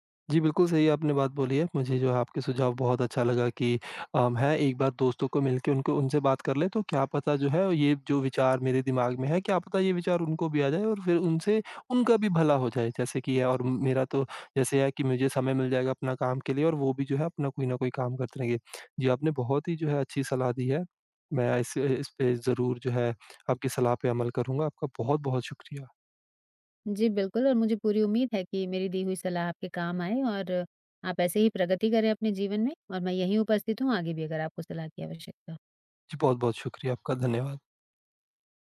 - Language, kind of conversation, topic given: Hindi, advice, मैं अपने दोस्तों के साथ समय और ऊर्जा कैसे बचा सकता/सकती हूँ बिना उन्हें ठेस पहुँचाए?
- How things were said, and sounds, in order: none